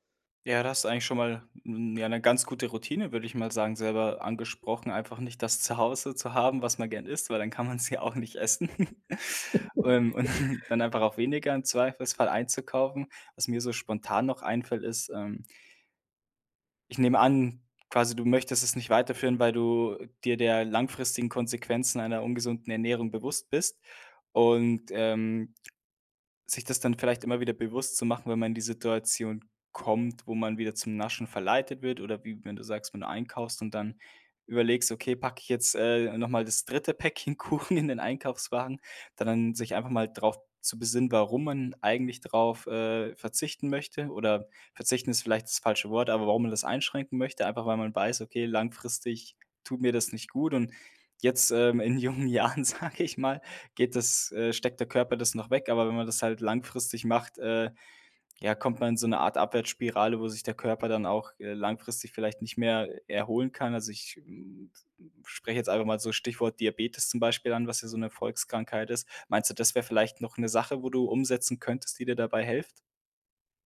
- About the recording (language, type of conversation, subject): German, advice, Wie kann ich gesündere Essgewohnheiten beibehalten und nächtliches Snacken vermeiden?
- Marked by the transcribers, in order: joyful: "Einfach nicht das Zuhause zu … auch nicht essen"; laugh; chuckle; laughing while speaking: "und"; laughing while speaking: "Kuchen"; laughing while speaking: "in jungen Jahren, sage ich mal"; "hilft" said as "helft"